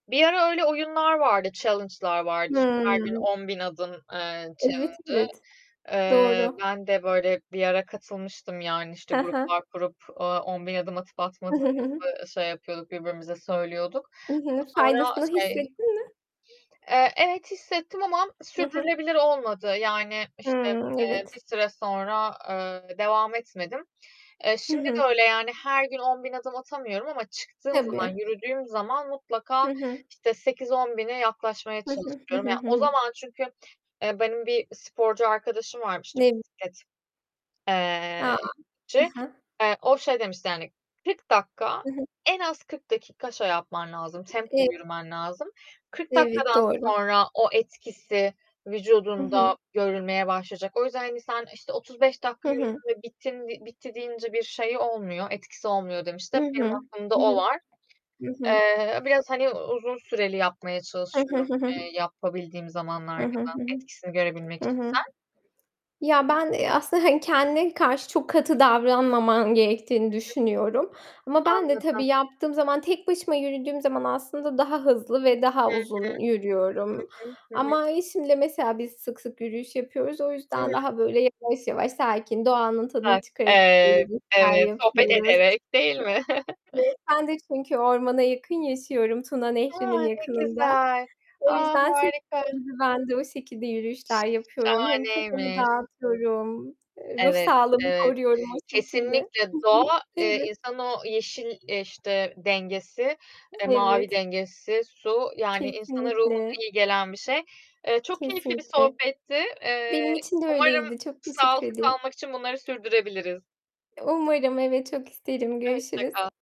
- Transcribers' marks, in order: in English: "challenge'lar"; distorted speech; tapping; in English: "challenge'ı"; other noise; chuckle; other background noise; unintelligible speech; unintelligible speech; chuckle
- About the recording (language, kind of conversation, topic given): Turkish, unstructured, Sağlıklı kalmak için her gün edinilmesi gereken en önemli alışkanlık nedir?